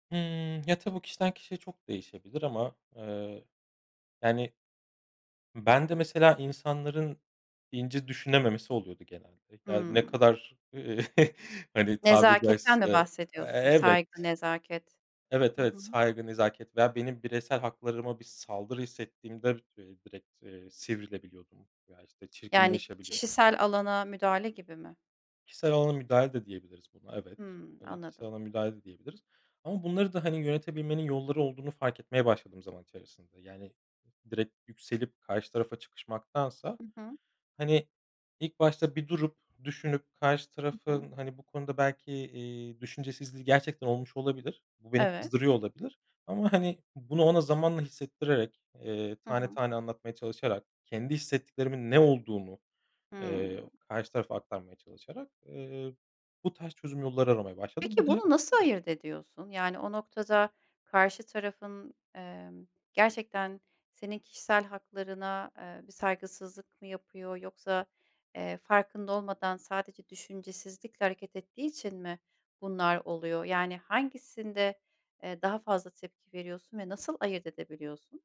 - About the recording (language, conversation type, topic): Turkish, podcast, Tartışma kızışınca nasıl sakin kalırsın?
- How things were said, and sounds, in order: chuckle; tapping